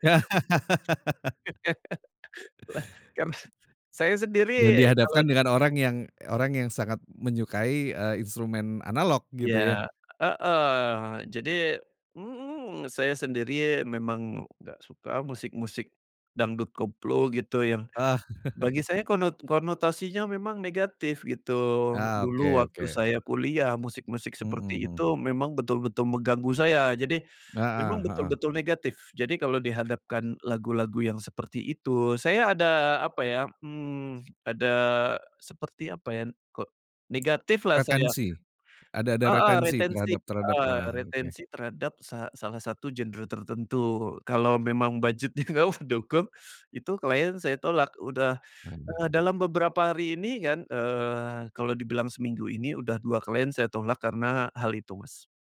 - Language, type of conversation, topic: Indonesian, podcast, Bagaimana kamu menyeimbangkan kebutuhan komersial dan kreativitas?
- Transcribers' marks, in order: laugh; other background noise; chuckle; tapping; laughing while speaking: "enggak mendukung"